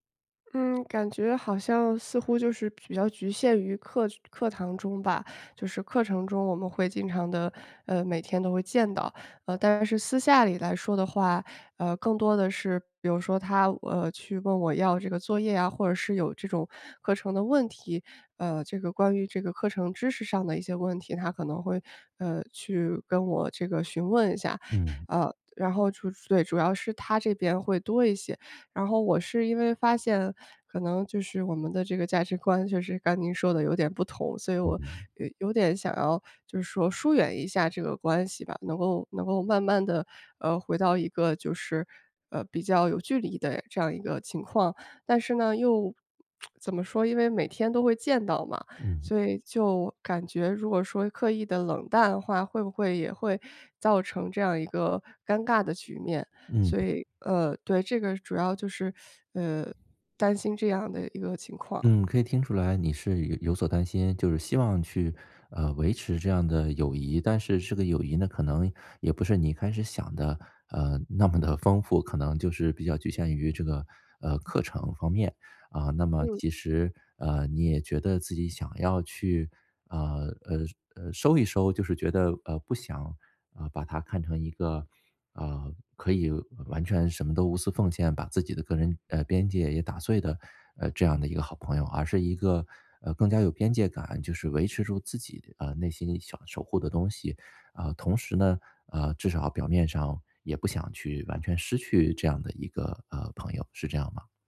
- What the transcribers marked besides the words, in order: tsk; teeth sucking
- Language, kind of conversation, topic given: Chinese, advice, 我该如何与朋友清楚地设定个人界限？